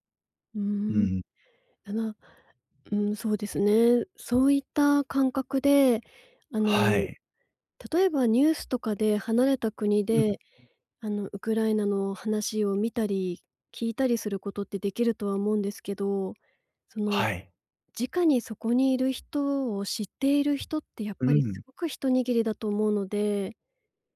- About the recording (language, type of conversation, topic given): Japanese, advice, 別れた直後のショックや感情をどう整理すればよいですか？
- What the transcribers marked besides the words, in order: other background noise